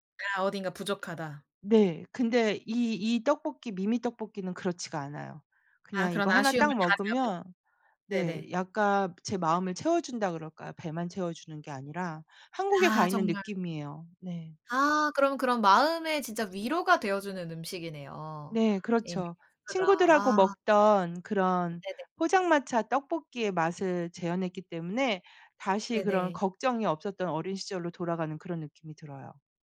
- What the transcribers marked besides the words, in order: tapping; other background noise
- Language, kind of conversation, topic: Korean, podcast, 불안할 때 자주 먹는 위안 음식이 있나요?